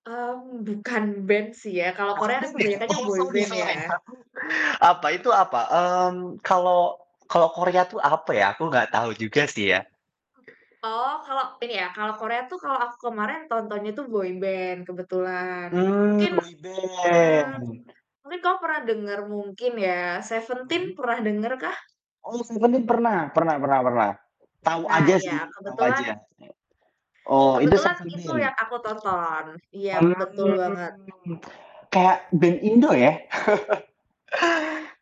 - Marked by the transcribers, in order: in English: "boy band"; laughing while speaking: "Oh"; unintelligible speech; in English: "boy band"; distorted speech; other background noise; drawn out: "Mmm"; chuckle
- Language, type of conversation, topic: Indonesian, unstructured, Apa kenangan terbaikmu saat menonton konser secara langsung?
- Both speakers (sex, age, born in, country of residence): female, 25-29, Indonesia, Indonesia; male, 20-24, Indonesia, Indonesia